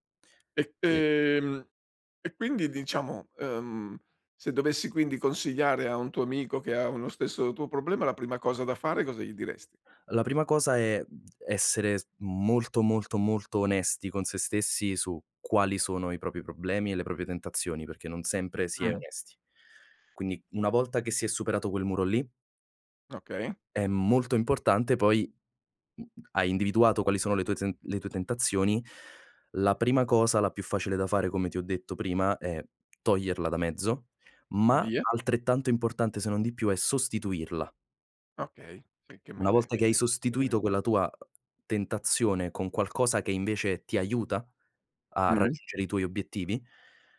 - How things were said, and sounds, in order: tapping
- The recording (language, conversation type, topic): Italian, podcast, Hai qualche regola pratica per non farti distrarre dalle tentazioni immediate?